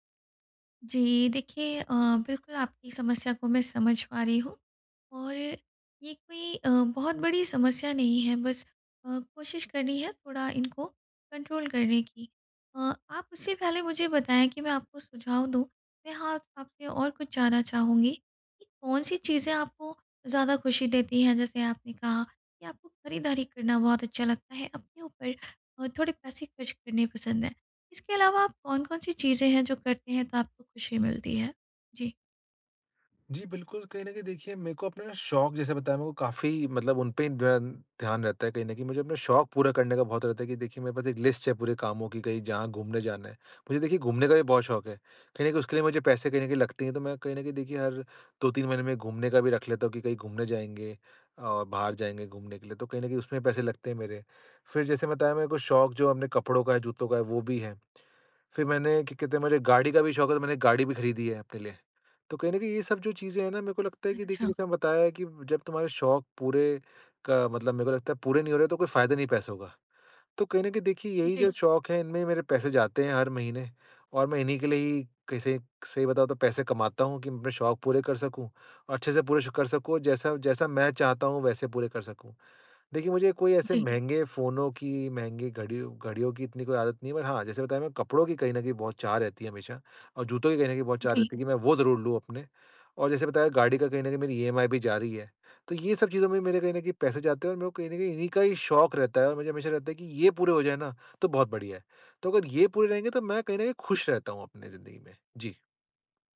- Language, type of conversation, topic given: Hindi, advice, पैसे बचाते हुए जीवन की गुणवत्ता कैसे बनाए रखूँ?
- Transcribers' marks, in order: in English: "कंट्रोल"; in English: "लिस्ट"; in English: "बट"